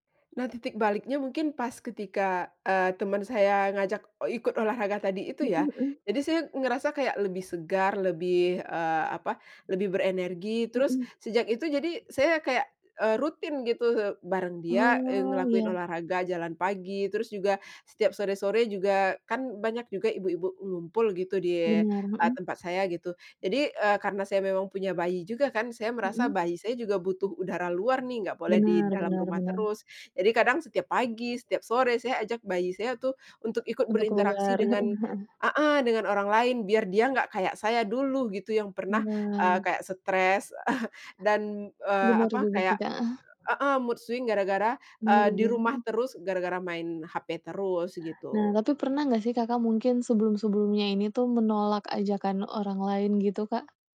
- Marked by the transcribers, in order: other background noise; chuckle; in English: "mood swing"
- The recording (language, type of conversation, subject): Indonesian, podcast, Apa saja tanda bahwa hubungan daring mulai membuat kamu merasa kesepian di dunia nyata?